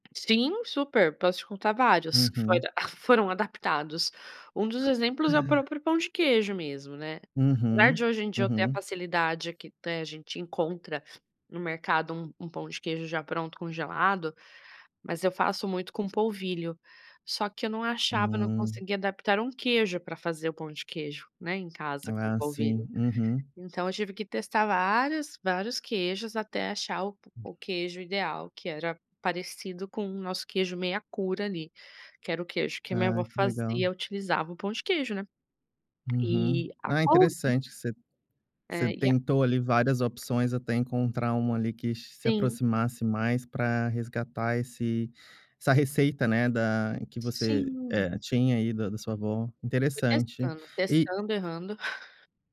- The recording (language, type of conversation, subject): Portuguese, podcast, Como a cozinha da sua avó influenciou o seu jeito de cozinhar?
- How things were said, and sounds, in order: tapping; laughing while speaking: "que foi adap foram adaptados"; chuckle